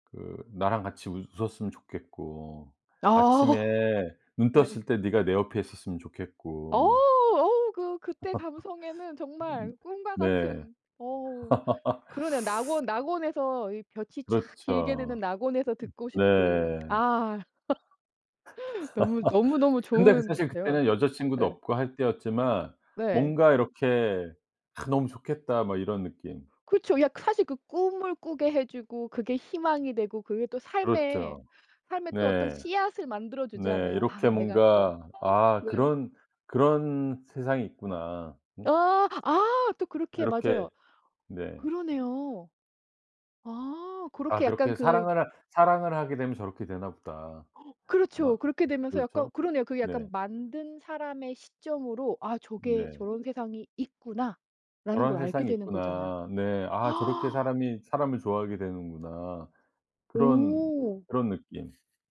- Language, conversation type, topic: Korean, podcast, 다시 듣고 싶은 옛 노래가 있으신가요?
- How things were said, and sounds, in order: laughing while speaking: "아"; tapping; laugh; laugh; other background noise; gasp